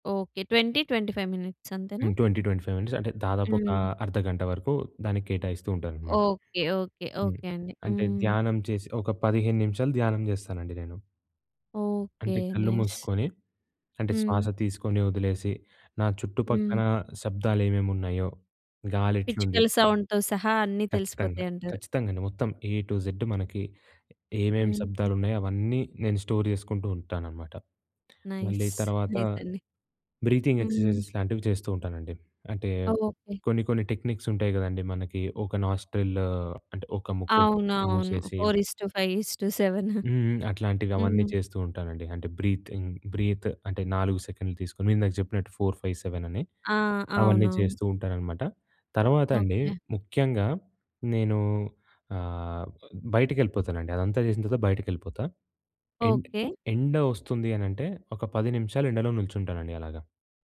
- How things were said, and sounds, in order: in English: "నైస్"; in English: "సౌండ్‌తో"; in English: "ఏ టూ జెడ్"; in English: "స్టోర్"; in English: "నైస్. నైస్"; in English: "బ్రీతింగ్ ఎక్సర్సైజెస్"; in English: "టెక్నిక్స్"; in English: "నాస్ట్రిల్"; in English: "బ్రీతింగ్ బ్రీత్"
- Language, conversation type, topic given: Telugu, podcast, రోజంతా శక్తిని నిలుపుకోవడానికి మీరు ఏ అలవాట్లు పాటిస్తారు?